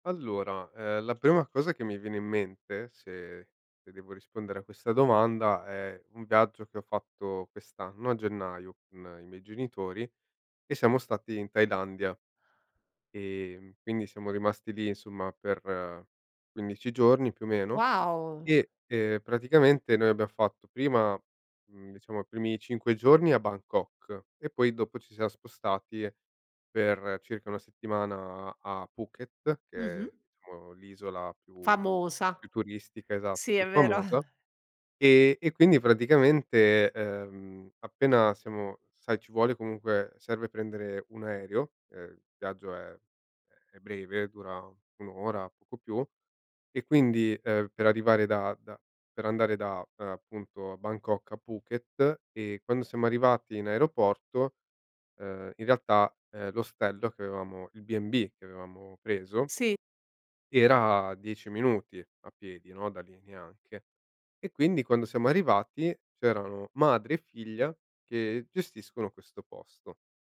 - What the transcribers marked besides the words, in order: tapping
- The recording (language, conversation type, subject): Italian, podcast, Com’è stato assaggiare dei piatti casalinghi preparati da una famiglia del posto?